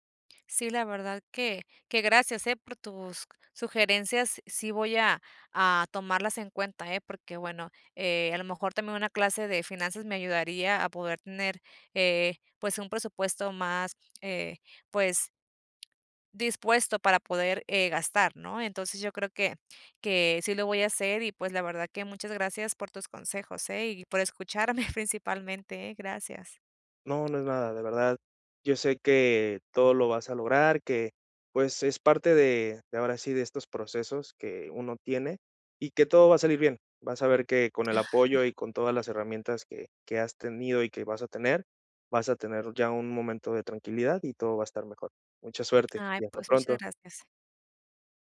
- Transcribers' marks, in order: tapping; laughing while speaking: "escucharme"; chuckle
- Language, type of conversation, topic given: Spanish, advice, ¿Cómo ha afectado tu presupuesto la compra impulsiva constante y qué culpa te genera?